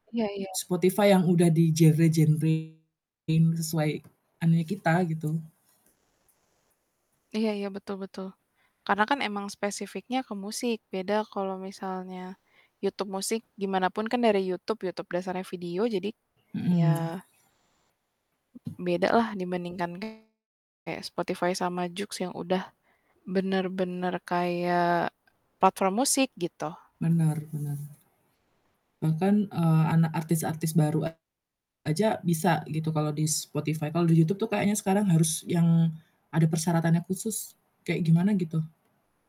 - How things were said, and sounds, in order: distorted speech; tapping; static; other background noise
- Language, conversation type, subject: Indonesian, unstructured, Bagaimana peran media sosial dalam memopulerkan artis baru?
- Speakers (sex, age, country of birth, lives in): female, 25-29, Indonesia, Indonesia; female, 35-39, Indonesia, Indonesia